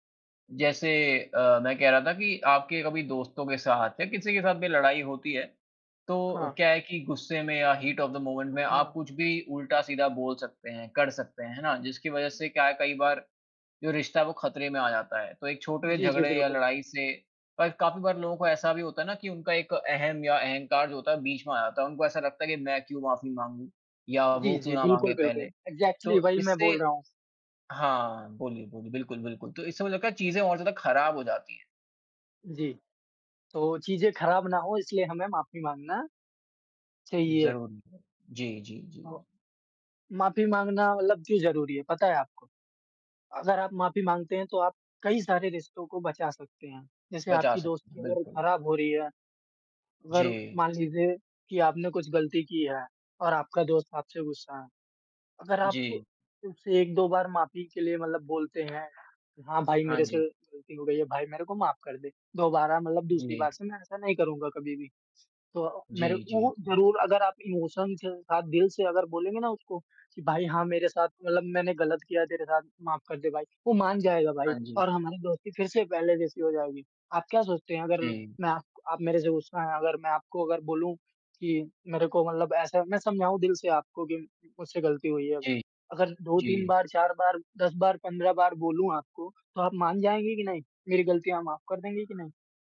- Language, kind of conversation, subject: Hindi, unstructured, आपके अनुसार लड़ाई के बाद माफी क्यों ज़रूरी है?
- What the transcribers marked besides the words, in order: in English: "हीट ऑफ़ द मोमेंट"; in English: "इग्ज़ैक्टली"; horn; other background noise; in English: "इमोशन"